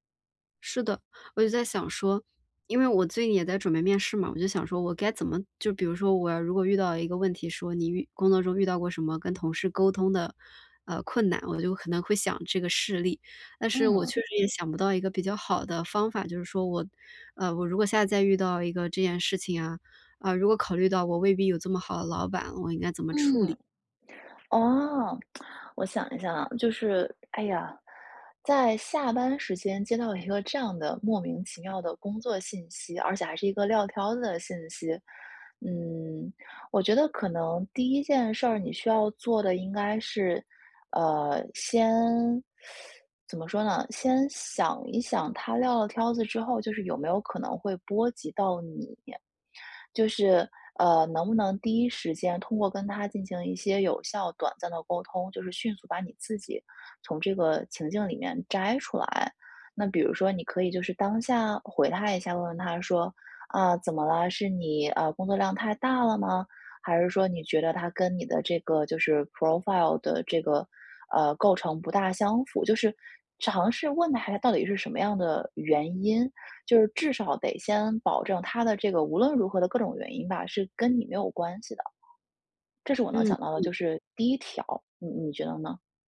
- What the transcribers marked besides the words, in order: tsk; teeth sucking; in English: "profile"
- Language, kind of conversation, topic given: Chinese, advice, 我該如何處理工作中的衝突與利益衝突？